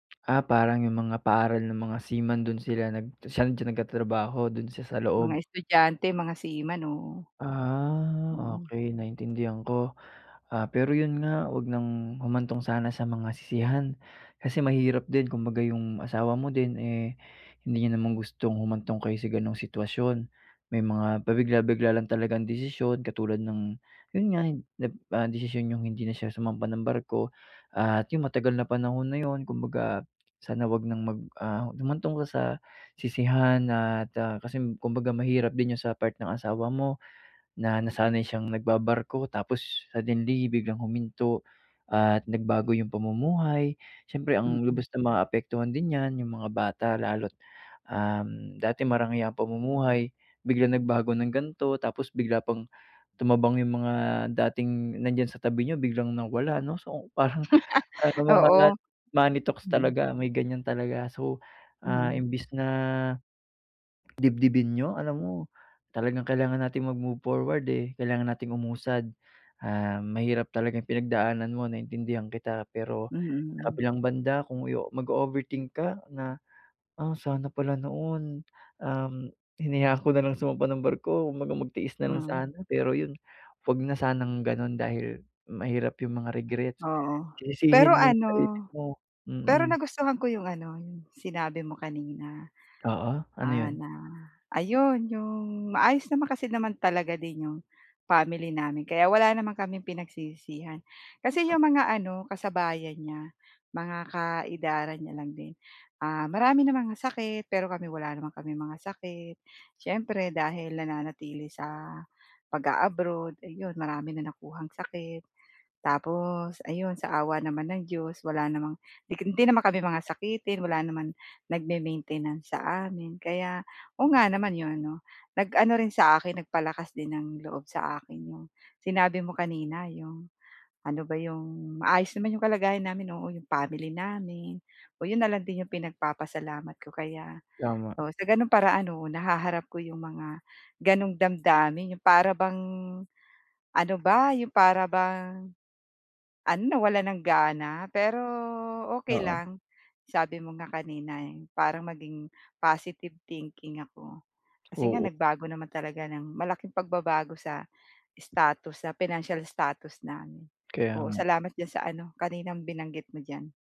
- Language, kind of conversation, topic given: Filipino, advice, Paano ko haharapin ang damdamin ko kapag nagbago ang aking katayuan?
- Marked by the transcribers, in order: lip smack; drawn out: "Ah"; laugh; laughing while speaking: "parang"; other noise; wind; tongue click